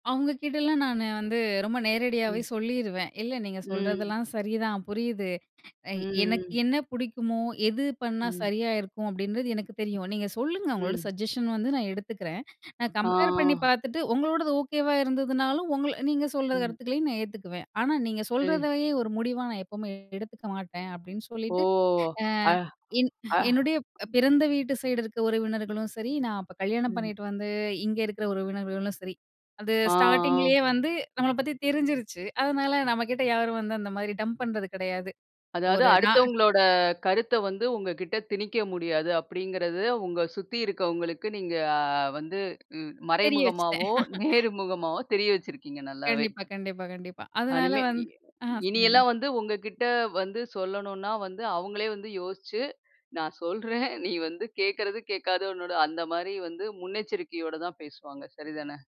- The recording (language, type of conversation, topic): Tamil, podcast, ஒரு வழிகாட்டியின் கருத்து உங்கள் முடிவுகளைப் பாதிக்கும்போது, அதை உங்கள் சொந்த விருப்பத்துடனும் பொறுப்புடனும் எப்படி சமநிலைப்படுத்திக் கொள்கிறீர்கள்?
- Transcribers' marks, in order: tapping; in English: "சஜஷன்"; in English: "டம்ப்"; chuckle; laugh; chuckle